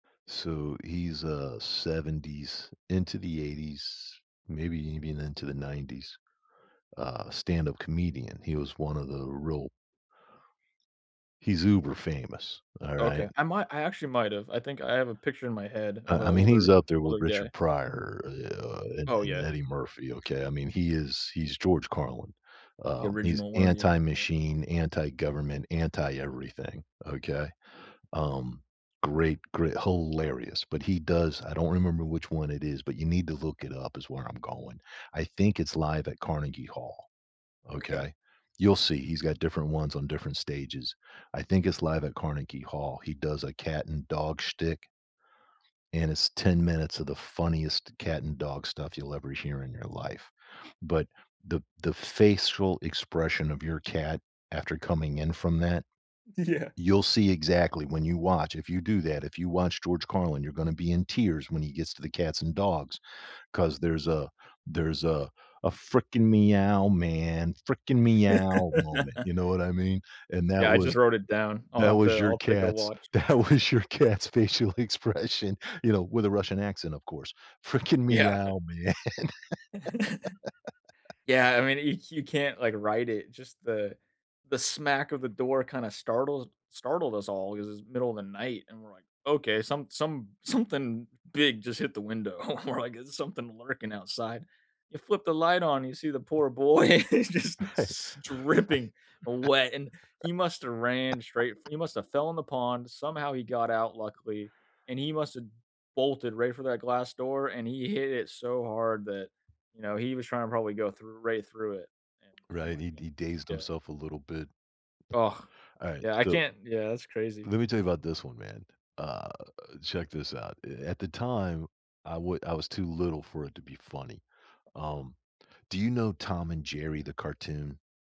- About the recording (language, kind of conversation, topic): English, unstructured, What’s the funniest thing your pet has ever done?
- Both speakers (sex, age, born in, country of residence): male, 25-29, United States, United States; male, 60-64, United States, United States
- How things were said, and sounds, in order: background speech; tapping; other background noise; laughing while speaking: "Yeah"; put-on voice: "freaking meow, man freaking meow"; laugh; laughing while speaking: "that was your cat's facial expression"; laughing while speaking: "Yeah"; put-on voice: "Freaking meow"; chuckle; laughing while speaking: "man"; laugh; chuckle; laughing while speaking: "We're like"; laughing while speaking: "boy just s"; laugh